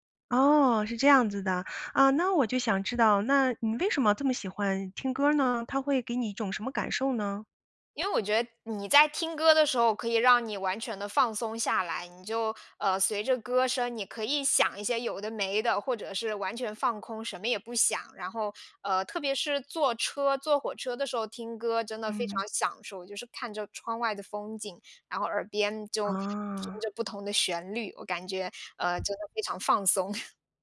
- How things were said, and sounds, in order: other background noise; chuckle
- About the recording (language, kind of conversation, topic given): Chinese, podcast, 有没有那么一首歌，一听就把你带回过去？